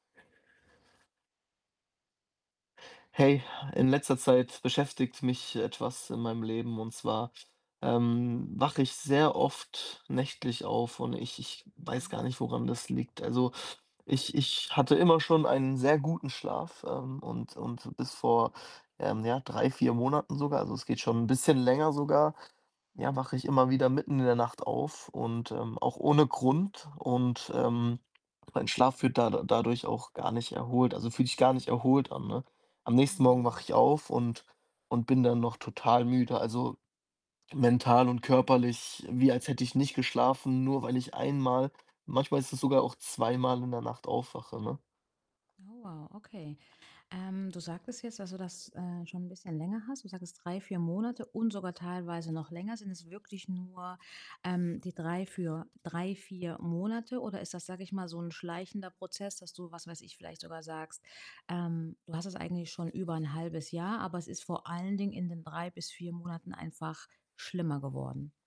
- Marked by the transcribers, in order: static; other background noise
- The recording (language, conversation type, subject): German, advice, Wie kann ich häufiges nächtliches Aufwachen und nicht erholsamen Schlaf verbessern?
- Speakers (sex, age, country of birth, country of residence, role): female, 35-39, Germany, Netherlands, advisor; male, 20-24, Germany, Germany, user